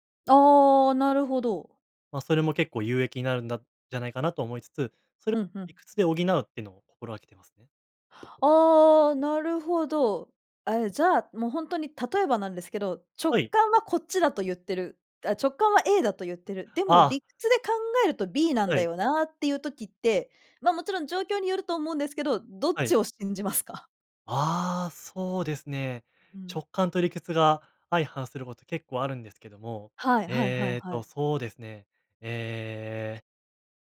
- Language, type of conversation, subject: Japanese, podcast, 直感と理屈、どちらを信じますか？
- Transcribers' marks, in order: exhale